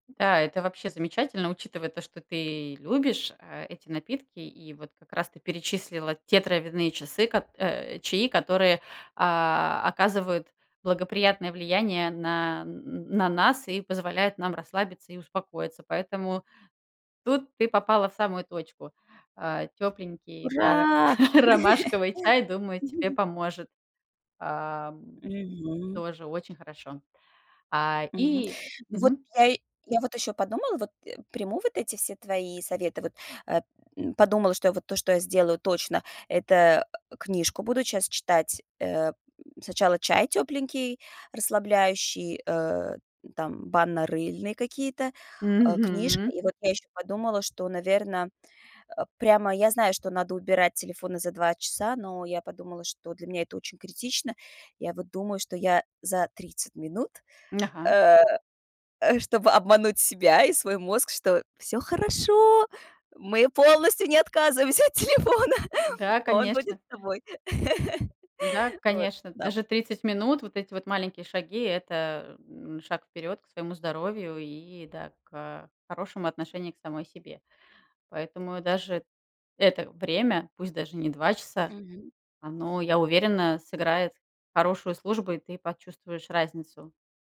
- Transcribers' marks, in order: other background noise; laugh; chuckle; tapping; put-on voice: "всё хорошо, мы полностью не отказываемся от телефона, он будет с тобой"; laughing while speaking: "от телефона"; laugh
- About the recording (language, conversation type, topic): Russian, advice, Мешают ли вам гаджеты и свет экрана по вечерам расслабиться и заснуть?